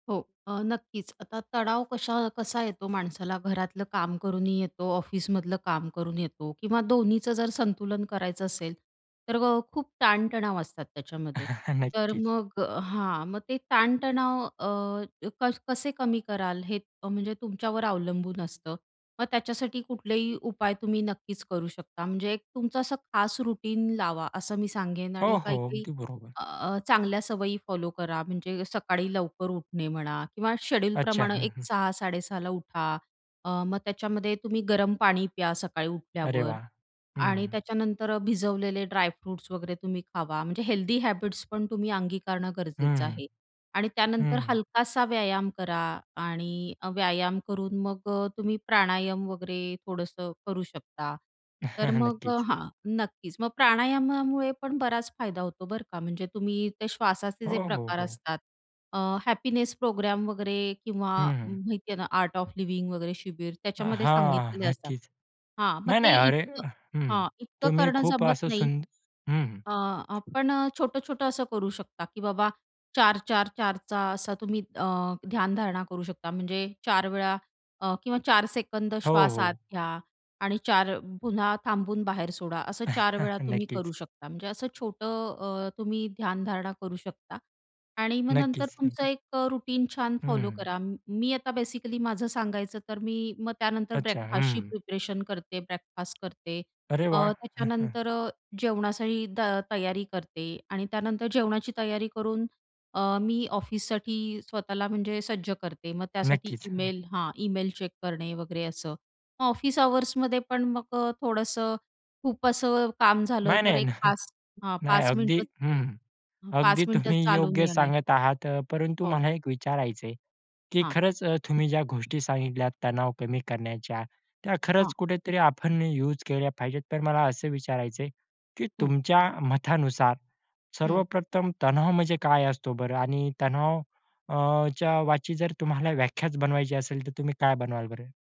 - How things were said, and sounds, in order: chuckle; in English: "रुटीन"; chuckle; tapping; other noise; in English: "आर्ट ऑफ लिव्हिंग"; chuckle; in English: "रूटीन"; in English: "बेसिकली"; chuckle; in English: "चेक"; chuckle; laughing while speaking: "आपण"; laughing while speaking: "तणाव"
- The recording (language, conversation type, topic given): Marathi, podcast, तणाव कमी करण्यासाठी रोजच्या आयुष्यात सहज करता येतील असे मूलभूत उपाय तुम्ही कोणते सुचवाल?